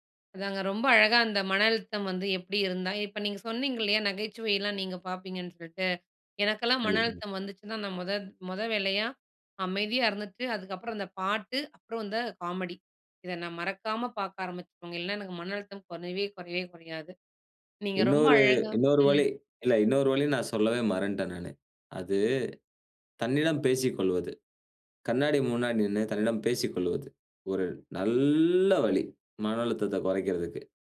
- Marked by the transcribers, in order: drawn out: "நல்ல"
- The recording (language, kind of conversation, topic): Tamil, podcast, மனஅழுத்தம் அதிகமாகும் போது நீங்கள் முதலில் என்ன செய்கிறீர்கள்?